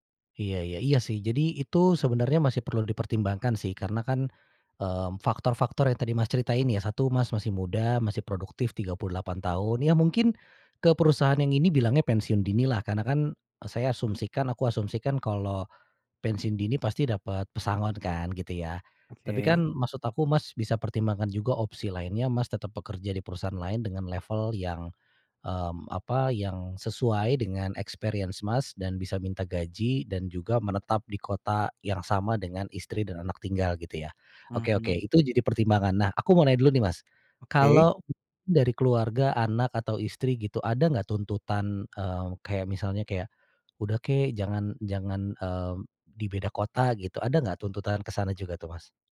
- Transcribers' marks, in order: in English: "experience"; tapping
- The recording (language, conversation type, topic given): Indonesian, advice, Apakah saya sebaiknya pensiun dini atau tetap bekerja lebih lama?
- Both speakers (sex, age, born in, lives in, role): male, 30-34, Indonesia, Indonesia, user; male, 35-39, Indonesia, Indonesia, advisor